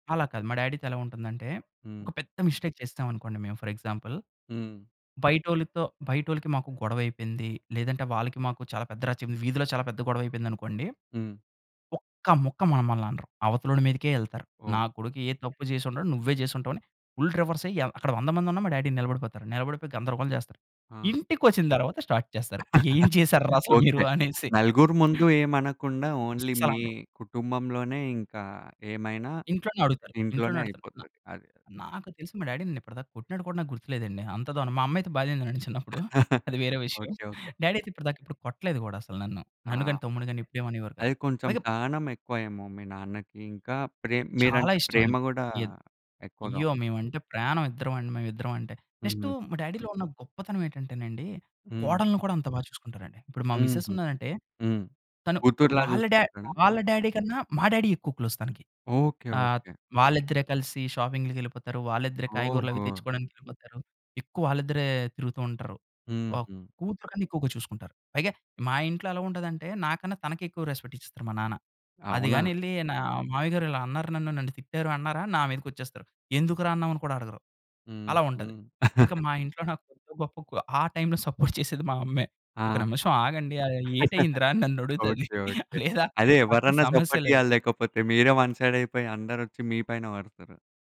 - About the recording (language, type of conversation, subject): Telugu, podcast, కుటుంబంతో గడిపే సమయం మీకు ఎందుకు ముఖ్యంగా అనిపిస్తుంది?
- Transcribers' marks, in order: in English: "డ్యాడీతో"; in English: "మిస్టేక్"; in English: "ఫర్ ఎగ్జాంపుల్"; in English: "ఫుల్ రివర్స్"; in English: "డ్యాడీ"; in English: "స్టార్ట్"; laugh; laughing while speaking: "ఏం చేశార్రా అసలు మీరు అనేసి"; in English: "ఓన్లీ"; in English: "డ్యాడీని"; chuckle; in English: "డ్యాడీ"; tapping; in English: "డ్యాడీలో"; in English: "డ్యాడీ"; in English: "డ్యాడీ"; in English: "క్లోజ్"; in English: "వావ్!"; chuckle; in English: "టైమ్‌లో సపోర్ట్"; chuckle; in English: "సపోర్ట్"; laughing while speaking: "నన్నడుగుతది లేదా అక్కడ సమస్య లేవు"; in English: "వన్"